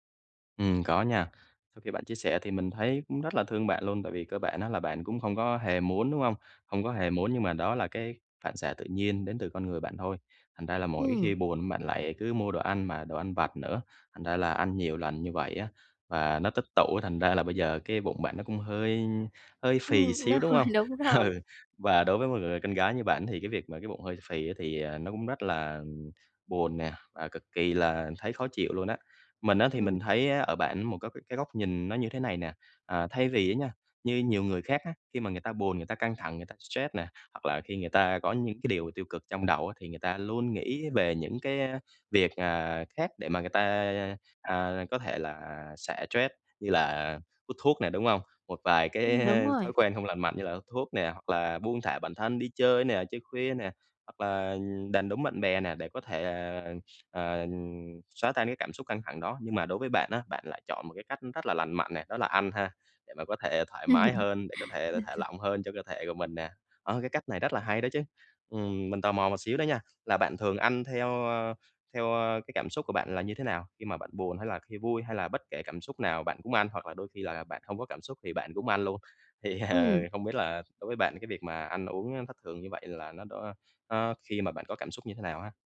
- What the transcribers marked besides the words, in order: laughing while speaking: "hơi"; laughing while speaking: "Ừ"; tapping; laugh; laughing while speaking: "ờ"
- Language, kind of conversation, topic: Vietnamese, advice, Làm sao để tránh ăn theo cảm xúc khi buồn hoặc căng thẳng?